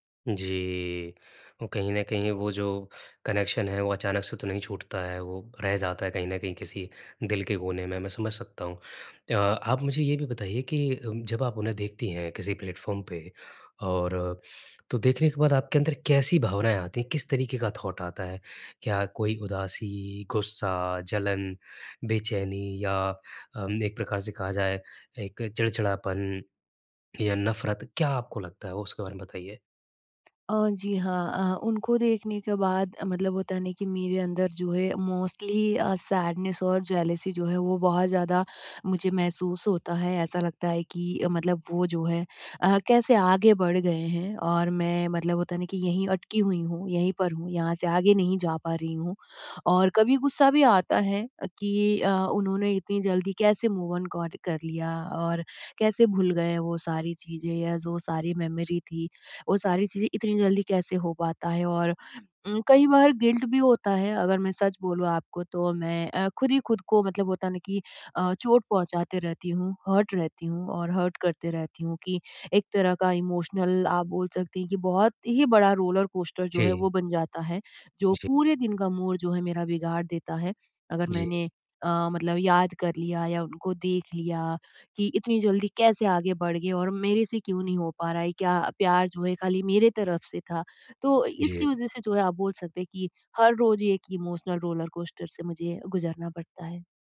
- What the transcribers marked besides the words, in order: in English: "कनेक्शन"; in English: "प्लेटफ़ॉर्म"; in English: "थॉट"; tapping; in English: "मोस्टली"; in English: "सैडनेस"; in English: "जेलसी"; in English: "मूव-ऑन कॉट"; in English: "मेमोरी"; in English: "गिल्ट"; in English: "हर्ट"; in English: "हर्ट"; in English: "इमोशनल"; in English: "रोलर-कोस्टर"; in English: "मूड"; in English: "इमोशनल रोलर-कोस्टर"
- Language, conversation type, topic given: Hindi, advice, सोशल मीडिया पर अपने पूर्व साथी को देखकर बार-बार मन को चोट क्यों लगती है?